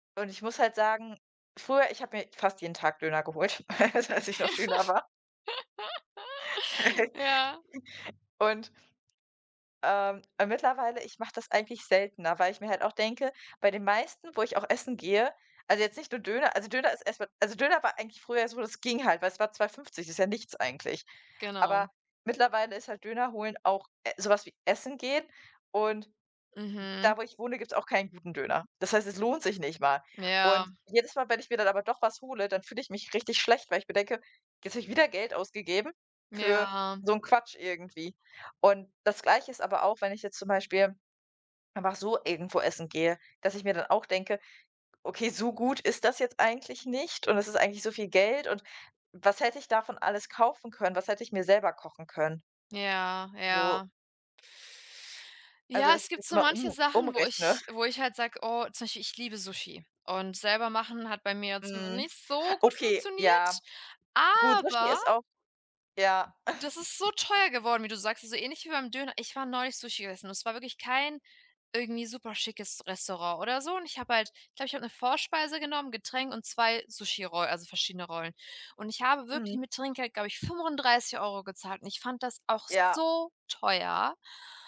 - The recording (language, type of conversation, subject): German, unstructured, Warum ist Budgetieren wichtig?
- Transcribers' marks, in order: laughing while speaking: "geholt, als ich noch Schüler war"; laugh; chuckle; stressed: "so"; stressed: "aber"; chuckle; stressed: "so"